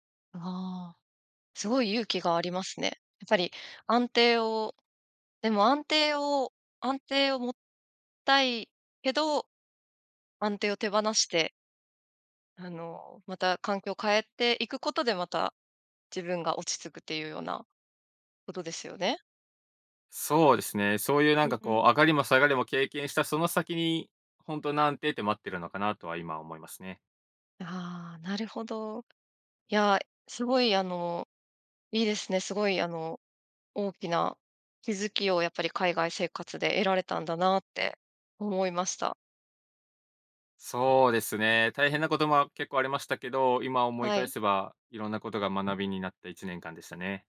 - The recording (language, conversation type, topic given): Japanese, podcast, 初めて一人でやり遂げたことは何ですか？
- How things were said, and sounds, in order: other noise